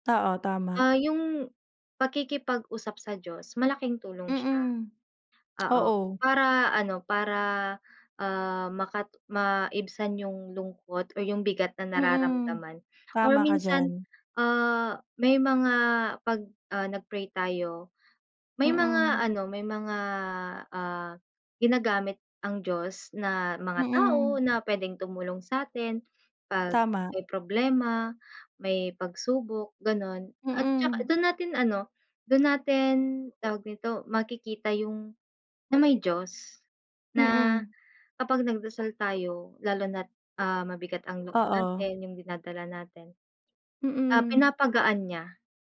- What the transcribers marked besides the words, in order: lip smack; tapping
- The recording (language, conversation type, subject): Filipino, unstructured, Paano mo nararamdaman ang epekto ng relihiyon sa araw-araw mong buhay?
- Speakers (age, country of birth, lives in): 18-19, Philippines, Philippines; 25-29, Philippines, Philippines